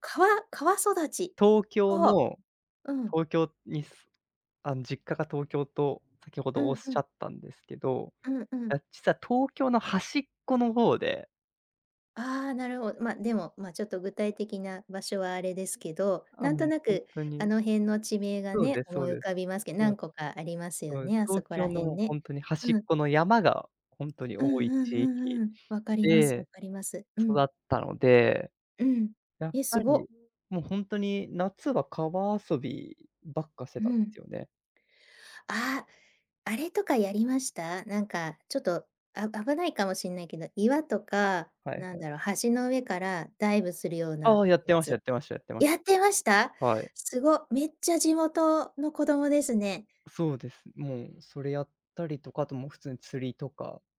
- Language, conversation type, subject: Japanese, unstructured, 自然の中で一番好きな場所はどこですか？
- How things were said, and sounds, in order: none